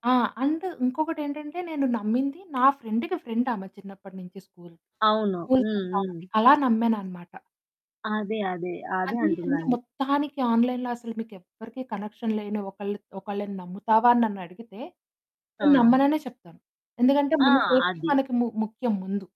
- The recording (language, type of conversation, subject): Telugu, podcast, ఆన్‌లైన్‌లో ఏర్పడే స్నేహం నిజమైన స్నేహమేనా?
- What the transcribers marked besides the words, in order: in English: "అండ్"; other background noise; in English: "ఫ్రెండ్‌కి ఫ్రెండ్"; in English: "ఫ్రెండ్"; static; in English: "ఆన్‌లైన్‌లో"; in English: "కనెక్షన్"; in English: "సేఫ్టీ"